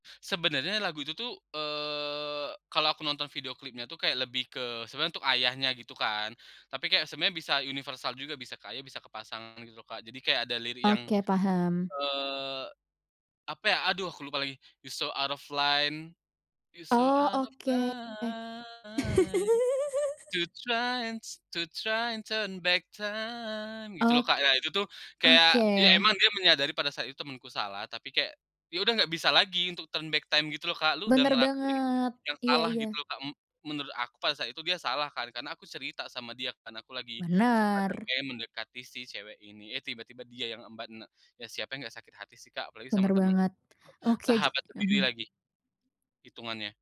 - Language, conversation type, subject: Indonesian, podcast, Apa lagu pengiring yang paling berkesan buatmu saat remaja?
- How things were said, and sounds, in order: singing: "you're so out of line … turn back time"; laugh; in English: "turn back time"